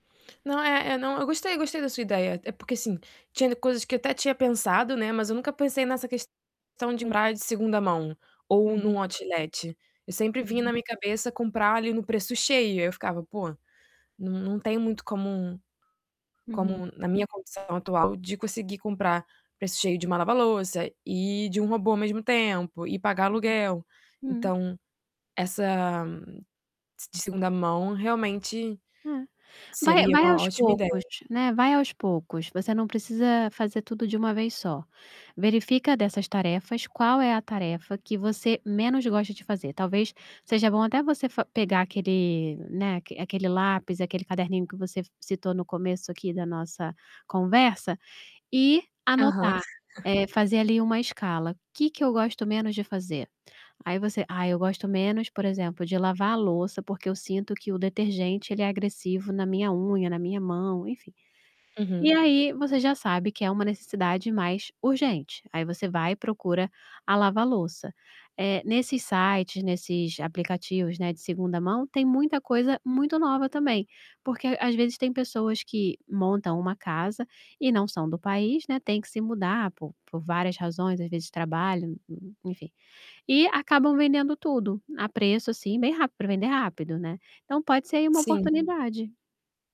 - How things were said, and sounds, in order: static; distorted speech; in English: "outlet"; tapping; other background noise
- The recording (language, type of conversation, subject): Portuguese, advice, Por que eu sempre adio tarefas em busca de gratificação imediata?